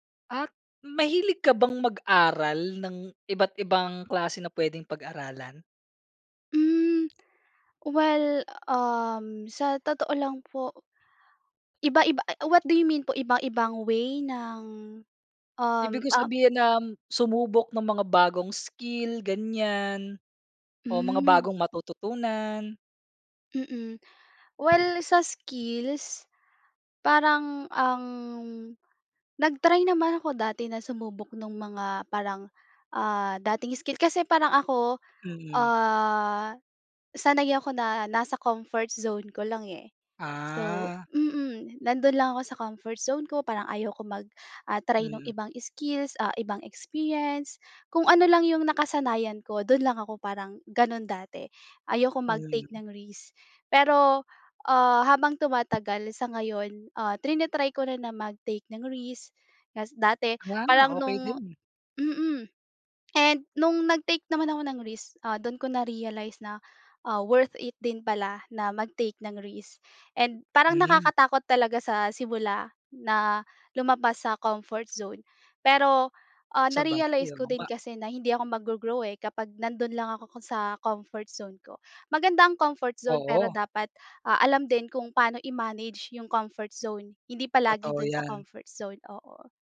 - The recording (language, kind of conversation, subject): Filipino, podcast, Ano ang pinaka-memorable na learning experience mo at bakit?
- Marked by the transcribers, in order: in English: "what do you mean"; tapping